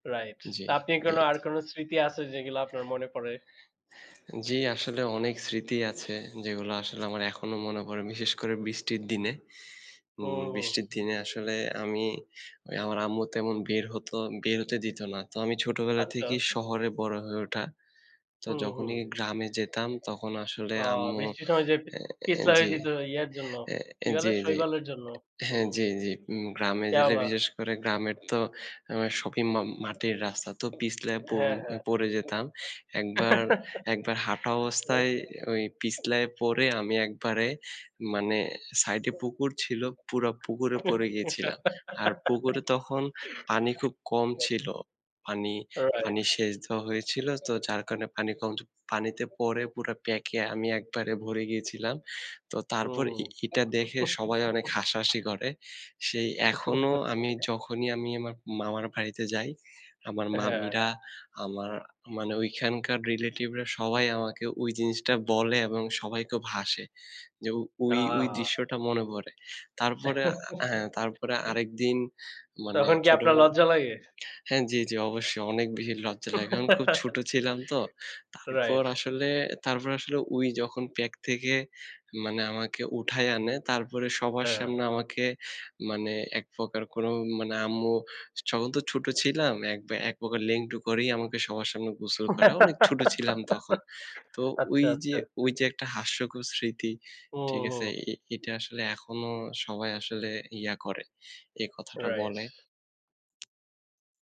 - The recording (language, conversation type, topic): Bengali, unstructured, আপনার জীবনের কোন স্মৃতি আপনাকে সবচেয়ে বেশি হাসায়?
- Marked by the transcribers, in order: other background noise; background speech; chuckle; unintelligible speech; laugh; chuckle; alarm; chuckle; chuckle; laugh